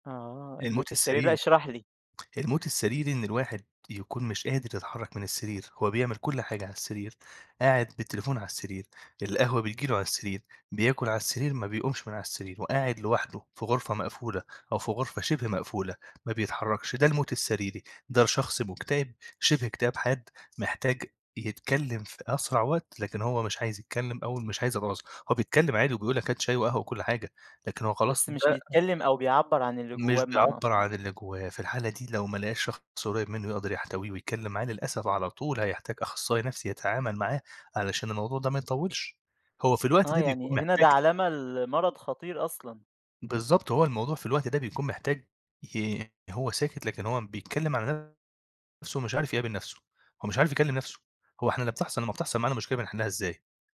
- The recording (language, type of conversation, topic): Arabic, podcast, إمتى بتحسّ إن الصمت بيحكي أكتر من الكلام؟
- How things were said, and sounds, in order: tapping; unintelligible speech